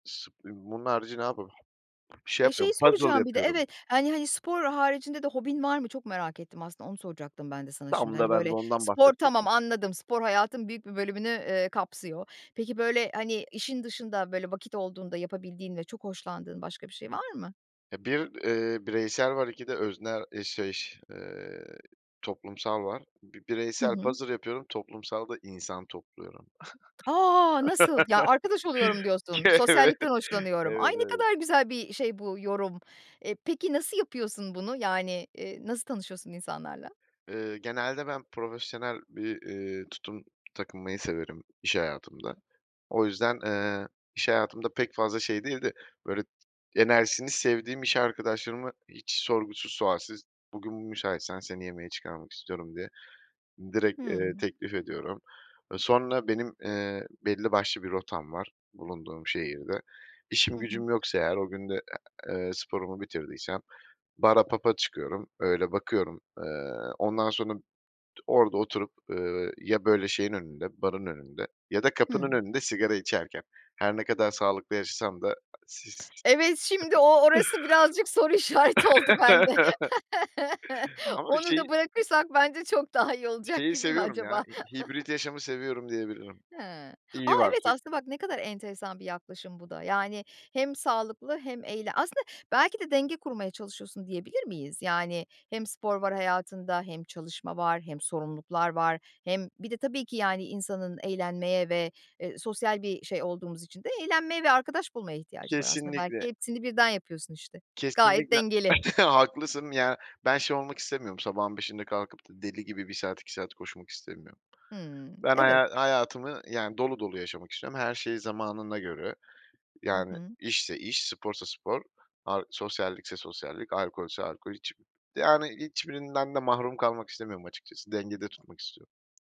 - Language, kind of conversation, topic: Turkish, podcast, Bir hobinle uğraşırken akışa nasıl giriyorsun, anlatır mısın?
- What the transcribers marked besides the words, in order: other noise; tapping; other background noise; chuckle; laughing while speaking: "K evet"; in English: "pub'a"; laughing while speaking: "birazcık soru işareti oldu bende"; chuckle; laugh; laughing while speaking: "daha iyi"; laughing while speaking: "mi"; chuckle; unintelligible speech; chuckle